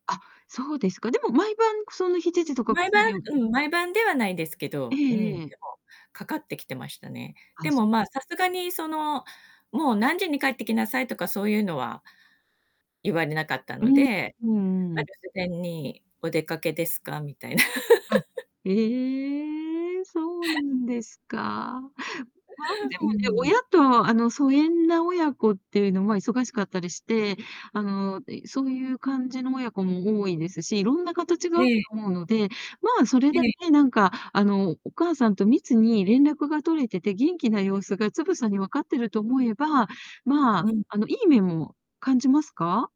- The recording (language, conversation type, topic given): Japanese, podcast, 過干渉になりそうな親とは、どう向き合えばよいですか？
- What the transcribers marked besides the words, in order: distorted speech; unintelligible speech; laugh; drawn out: "ええ"; laugh